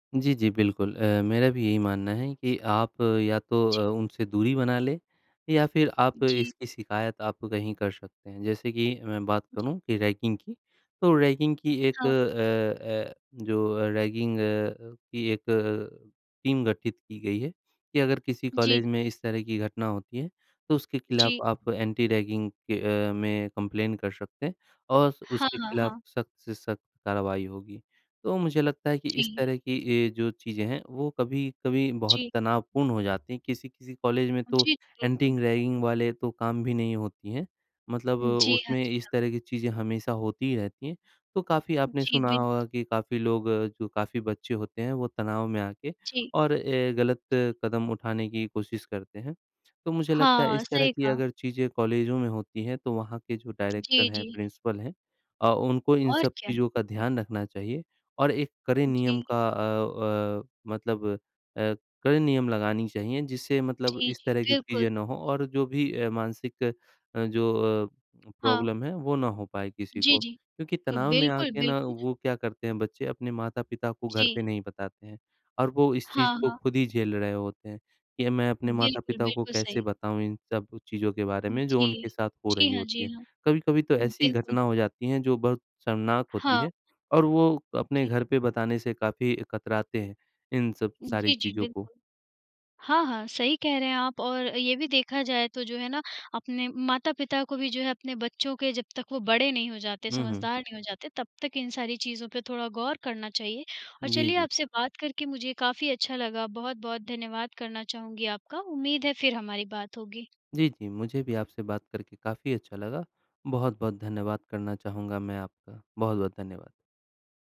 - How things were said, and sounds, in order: in English: "टीम"; in English: "एंटी-रैगिंग"; in English: "कंप्लेन"; in English: "एंटी-रैगिंग"; in English: "डायरेक्टर"; in English: "प्रिंसिपल"; in English: "प्रॉब्लम"
- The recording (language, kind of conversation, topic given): Hindi, unstructured, क्या तनाव को कम करने के लिए समाज में बदलाव जरूरी है?